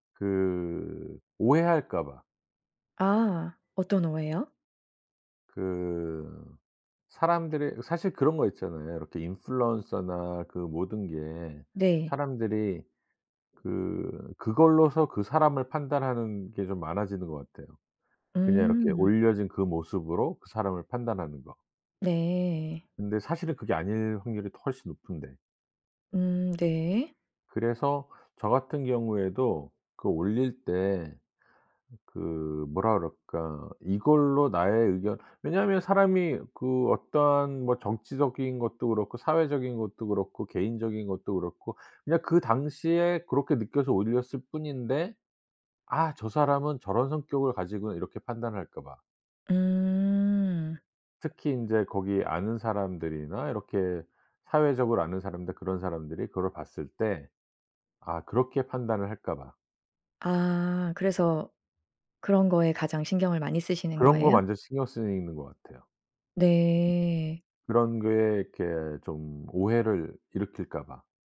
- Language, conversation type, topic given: Korean, podcast, 소셜 미디어에 게시할 때 가장 신경 쓰는 점은 무엇인가요?
- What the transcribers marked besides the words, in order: other background noise